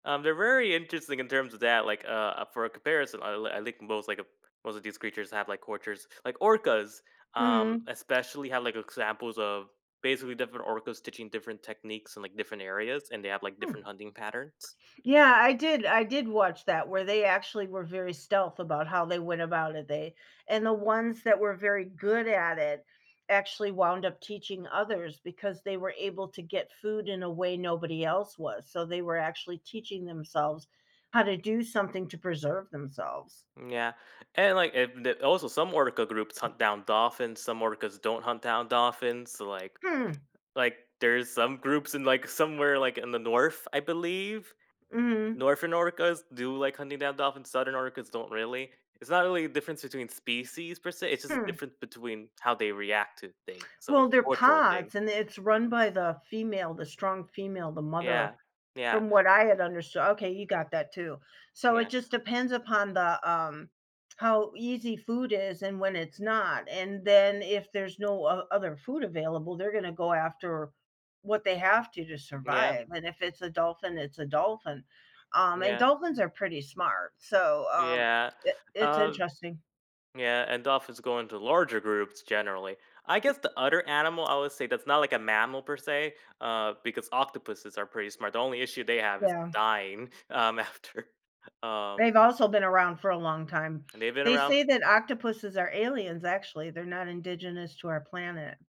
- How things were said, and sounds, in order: tapping; other background noise; laughing while speaking: "after"
- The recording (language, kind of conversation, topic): English, unstructured, How might understanding animal communication change the way we relate to other species?